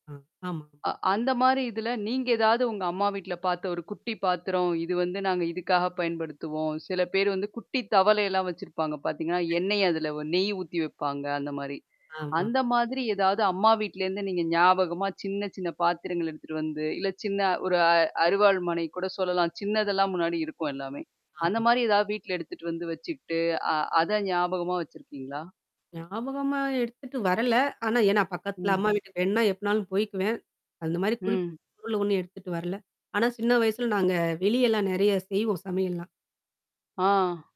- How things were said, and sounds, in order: static; distorted speech; other background noise
- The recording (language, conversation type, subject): Tamil, podcast, வீட்டில் உள்ள சின்னச் சின்ன பொருள்கள் உங்கள் நினைவுகளை எப்படிப் பேணிக்காக்கின்றன?